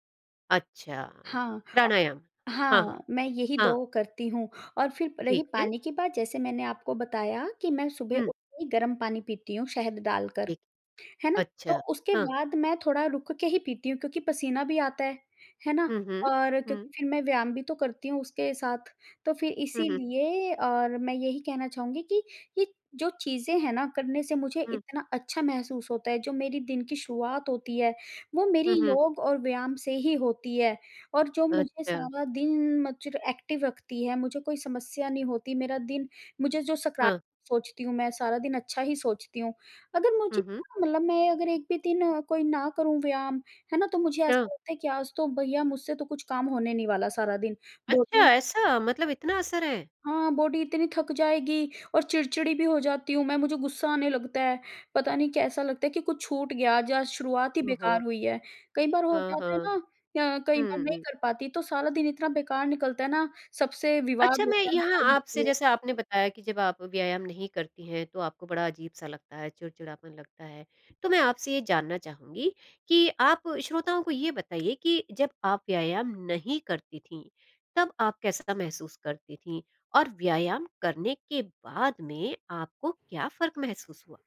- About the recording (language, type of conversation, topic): Hindi, podcast, आपकी सुबह की दिनचर्या कैसी होती है?
- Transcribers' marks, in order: other background noise; unintelligible speech; in English: "एक्टिव"; unintelligible speech; in English: "बॉडी"